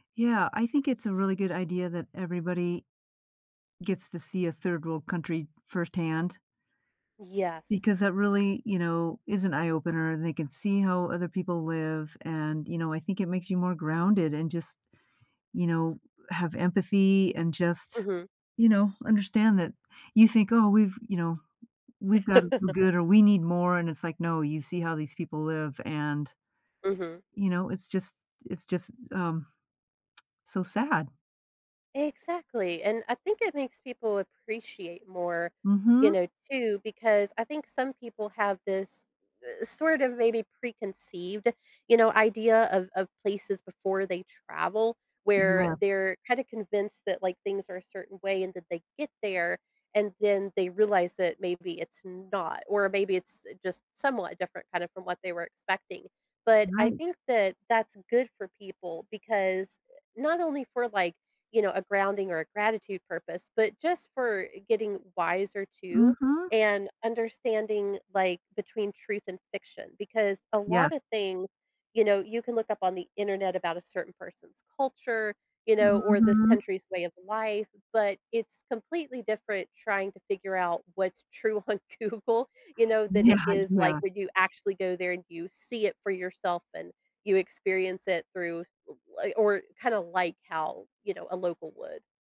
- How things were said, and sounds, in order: other background noise; tapping; laugh; tsk; laughing while speaking: "on Google"; laughing while speaking: "Yeah"
- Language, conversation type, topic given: English, podcast, How does exploring new places impact the way we see ourselves and the world?